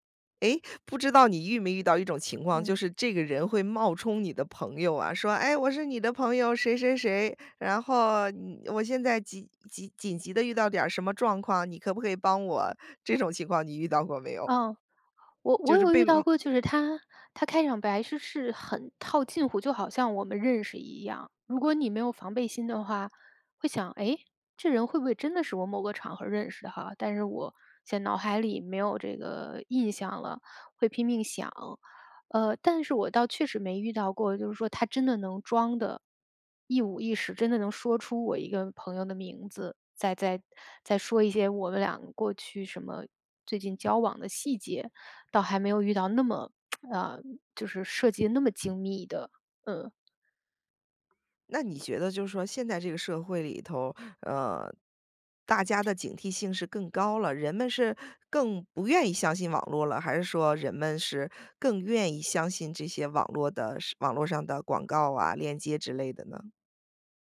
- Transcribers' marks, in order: other background noise; tsk
- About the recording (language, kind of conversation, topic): Chinese, podcast, 我们该如何保护网络隐私和安全？